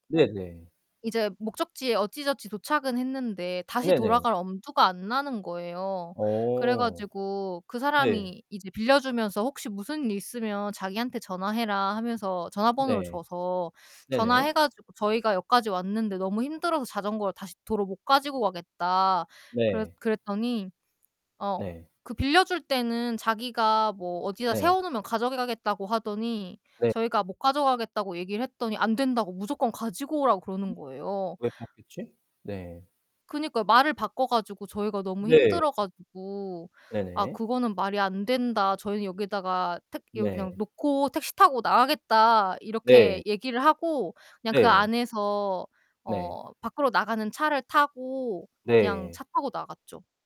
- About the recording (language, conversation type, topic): Korean, unstructured, 여행지에서 겪은 가장 짜증 나는 상황은 무엇인가요?
- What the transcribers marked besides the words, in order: other background noise; gasp; distorted speech